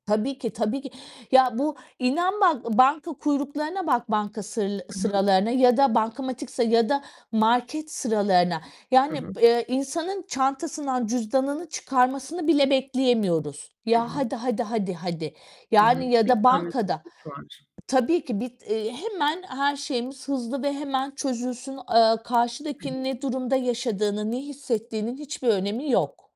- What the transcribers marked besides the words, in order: distorted speech; static; tapping
- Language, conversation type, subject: Turkish, podcast, İletişiminde empatiye nasıl yer veriyorsun?